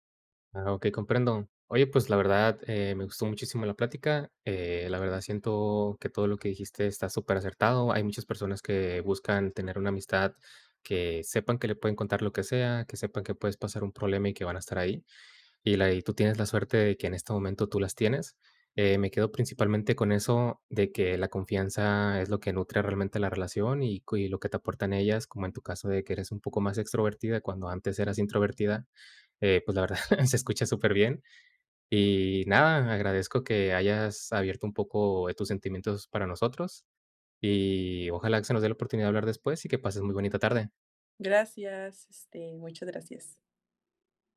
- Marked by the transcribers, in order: laughing while speaking: "verdad"
- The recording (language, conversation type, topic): Spanish, podcast, ¿Puedes contarme sobre una amistad que cambió tu vida?